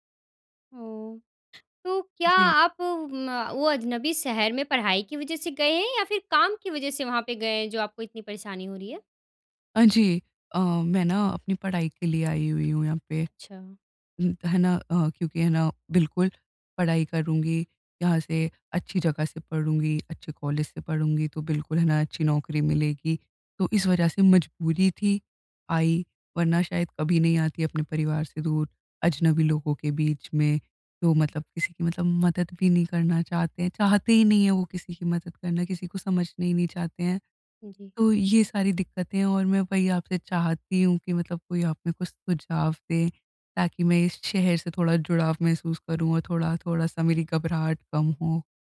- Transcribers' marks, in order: tapping
- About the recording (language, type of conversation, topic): Hindi, advice, अजनबीपन से जुड़ाव की यात्रा